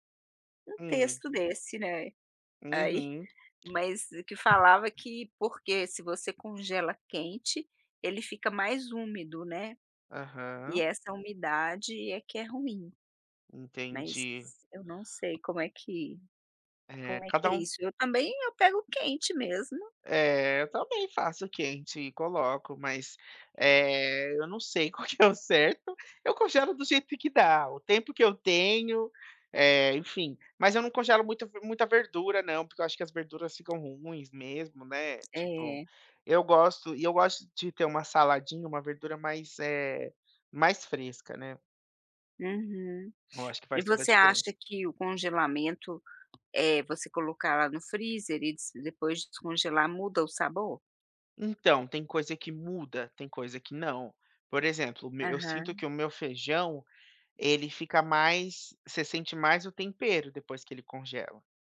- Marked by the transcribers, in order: chuckle; tapping; chuckle
- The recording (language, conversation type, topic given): Portuguese, podcast, Como você escolhe o que vai cozinhar durante a semana?